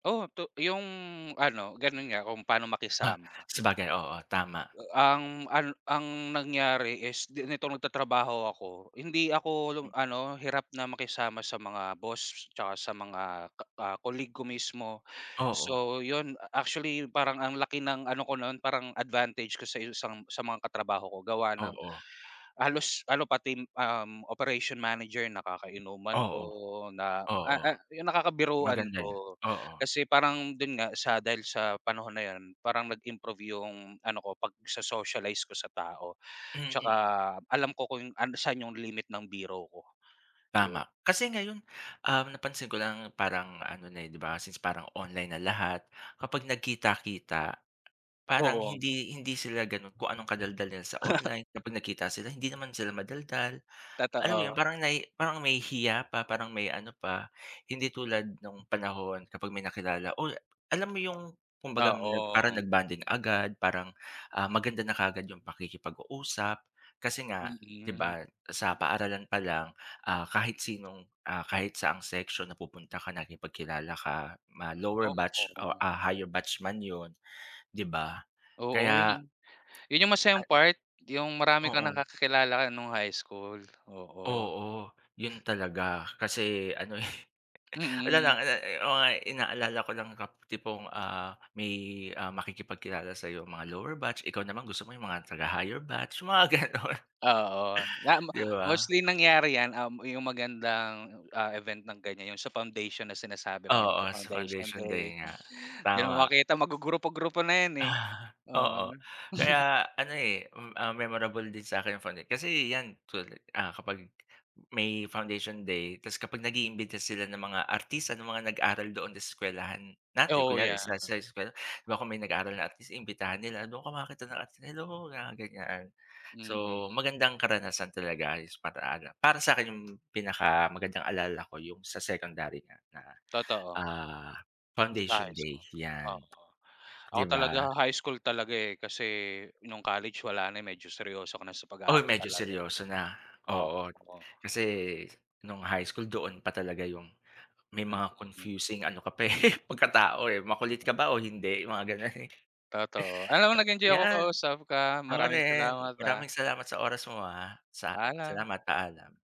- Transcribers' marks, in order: chuckle; chuckle; laughing while speaking: "yung mga ganon"; chuckle; tapping; chuckle; chuckle
- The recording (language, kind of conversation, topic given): Filipino, unstructured, Ano ang pinakamagandang alaala mo sa paaralan?